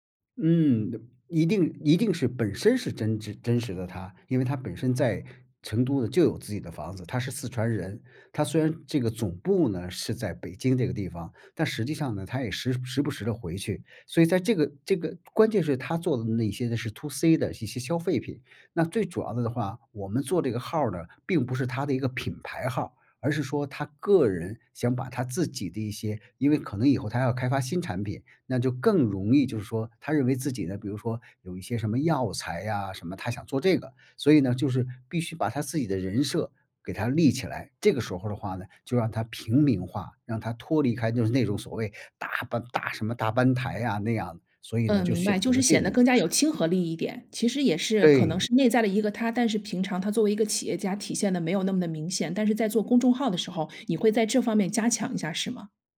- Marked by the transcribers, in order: none
- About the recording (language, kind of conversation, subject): Chinese, podcast, 你平时如何收集素材和灵感？